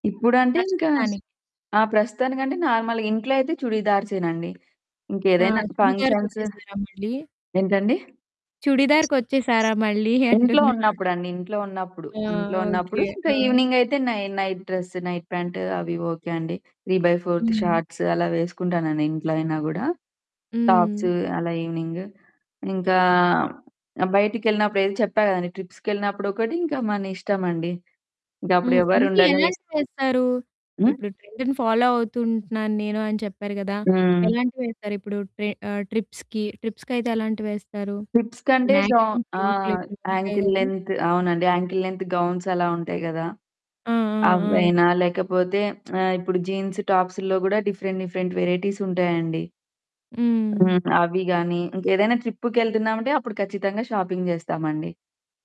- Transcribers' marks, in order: distorted speech; other background noise; in English: "నార్మల్‌గా"; laughing while speaking: "అంటున్నా"; static; in English: "ఈవెనింగ్"; in English: "త్రీ బై ఫోర్త్ షార్ట్స్"; in English: "టాప్స్"; in English: "ఈవెనింగ్"; in English: "ట్రెండ్‌ని ఫాలో"; in English: "ట్రిప్స్‌కి"; in English: "ట్రిప్స్"; in English: "యాంకిల్ లెంగ్త్"; in English: "యాంకిల్ లెంగ్త్ గౌన్స్"; lip smack; in English: "జీన్స్ టాప్స్‌లో"; in English: "డిఫరెంట్ డిఫరెంట్ వెరైటీస్"; tapping; in English: "షాపింగ్"
- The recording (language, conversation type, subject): Telugu, podcast, కాలంతో పాటు మీ దుస్తుల ఎంపిక ఎలా మారింది?